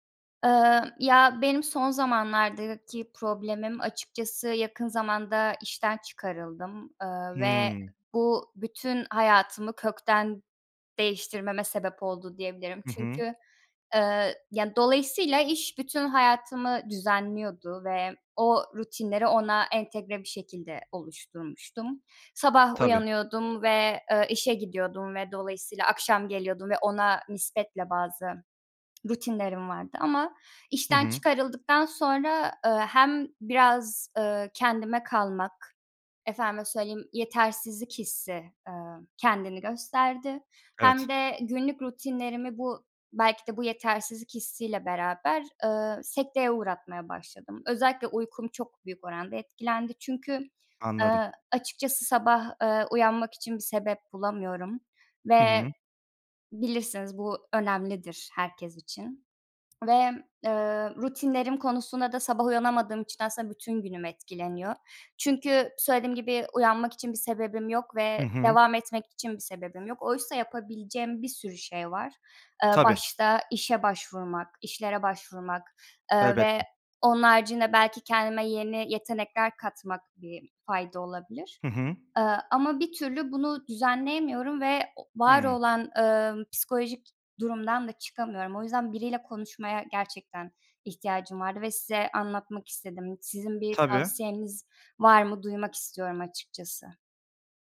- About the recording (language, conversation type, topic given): Turkish, advice, İşten çıkarılma sonrası kimliğinizi ve günlük rutininizi nasıl yeniden düzenlemek istersiniz?
- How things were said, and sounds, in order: tapping; other background noise